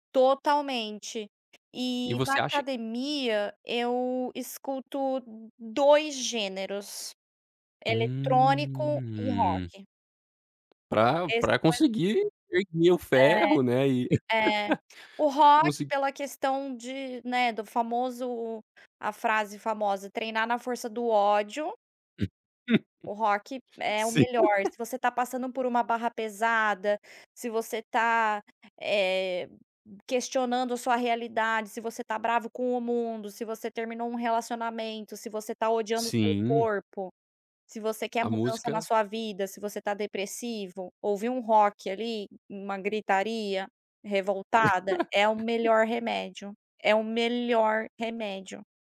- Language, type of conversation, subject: Portuguese, podcast, Como a internet mudou a forma de descobrir música?
- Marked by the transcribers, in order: other background noise; tapping; laugh; laugh; laughing while speaking: "Sim"; laugh